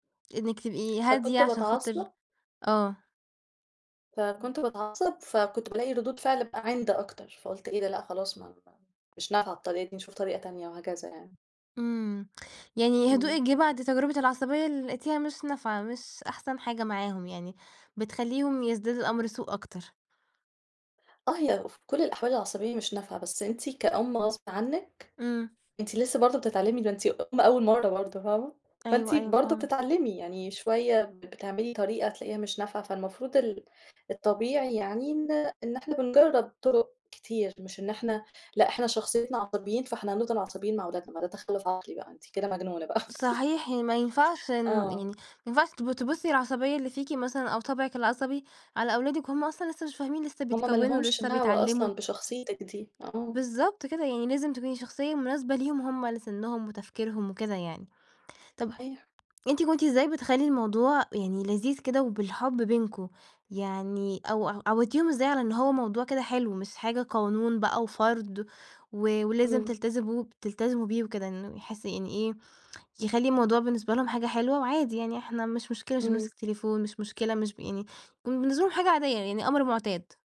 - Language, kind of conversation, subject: Arabic, podcast, إزاي بتحطوا حدود لوقت استخدام الشاشات؟
- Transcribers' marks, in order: tapping; laugh